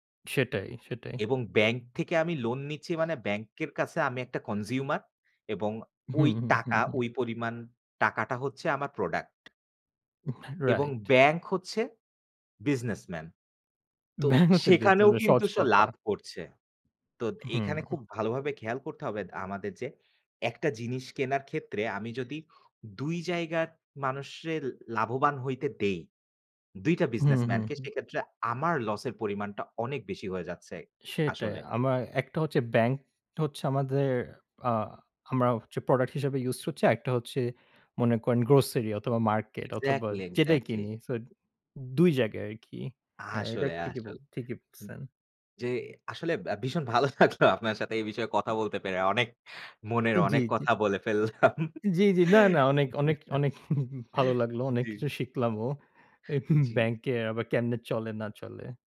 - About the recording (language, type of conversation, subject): Bengali, unstructured, ব্যাংকের বিভিন্ন খরচ সম্পর্কে আপনার মতামত কী?
- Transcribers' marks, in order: laughing while speaking: "ব্যাংক হচ্ছে"; "সে" said as "সো"; "হবে" said as "হবেত"; in English: "ইউজড"; in English: "গ্রোসারি"; laughing while speaking: "ভালো লাগলো আপনার"; tapping; laughing while speaking: "ফেললাম"; chuckle